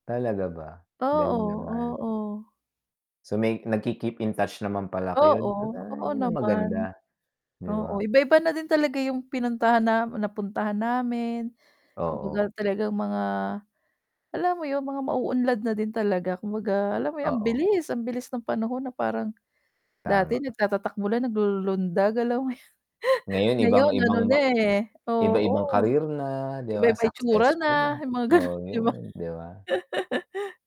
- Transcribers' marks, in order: static; other background noise; tapping; chuckle; laughing while speaking: "gano'n, di ba?"; laugh
- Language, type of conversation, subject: Filipino, unstructured, Ano ang pinakaunang alaala mo noong bata ka pa?